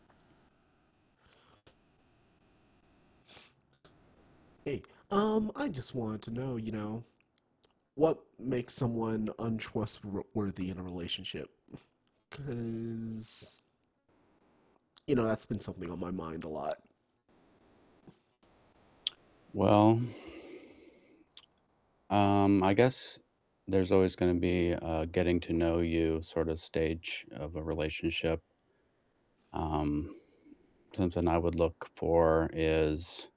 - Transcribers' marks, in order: tapping; static; "untrustworthy" said as "untwustwrothy"; grunt; other background noise; sigh
- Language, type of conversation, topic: English, unstructured, What makes someone seem untrustworthy in a relationship?
- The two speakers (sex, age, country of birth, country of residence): male, 25-29, United States, United States; male, 50-54, United States, United States